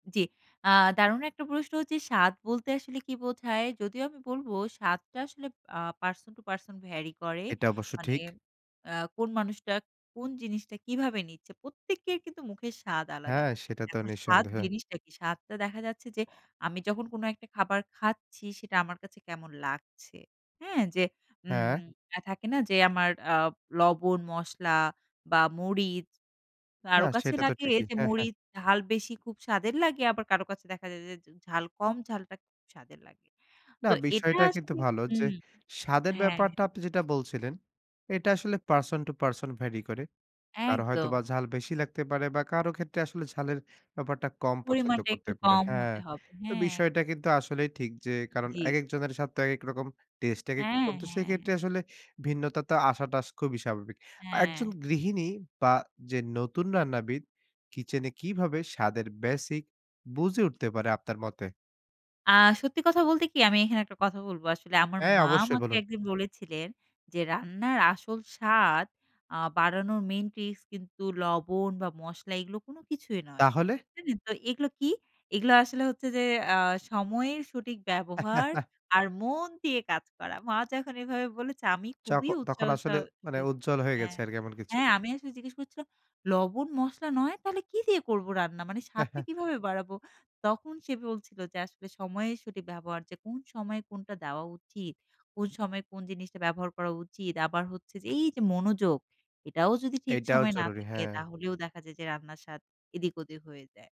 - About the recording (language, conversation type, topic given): Bengali, podcast, রান্নাঘরে ছোট কৌশলে খাবারের স্বাদ বাড়ানোর সহজ উপায় কী?
- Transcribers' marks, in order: in English: "person to person vary"; other background noise; tapping; in English: "person to person vary"; "আসাটা" said as "আসাটাস"; in English: "main tricks"; unintelligible speech; surprised: "তাহলে?"; put-on voice: "আ সময়ের সঠিক ব্যবহার, আর মন দিয়ে কাজ করা।‘’"; laugh; laughing while speaking: "মা যখন এভাবে বলেছে"; put-on voice: "’লবণ মশলা নয়! তাহলে কি দিয়ে করব রান্না? মানে স্বাদটা কিভাবে বাড়াবো?‘"